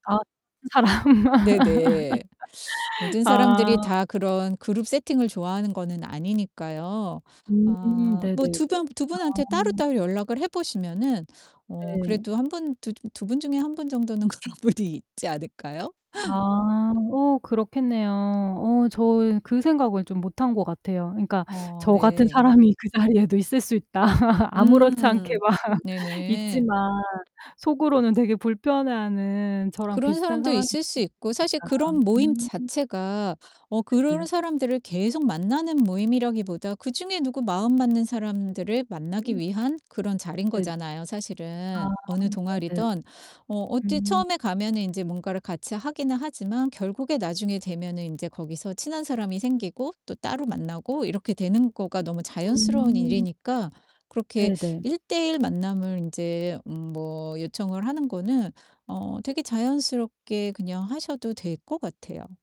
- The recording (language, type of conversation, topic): Korean, advice, 네트워킹을 시작할 때 느끼는 불편함을 줄이고 자연스럽게 관계를 맺기 위한 전략은 무엇인가요?
- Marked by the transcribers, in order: unintelligible speech; laughing while speaking: "사람"; distorted speech; laugh; other background noise; laughing while speaking: "그런 분이 있지 않을까요?"; laughing while speaking: "사람이 그 자리에도 있을 수 있다"; laugh; laughing while speaking: "막"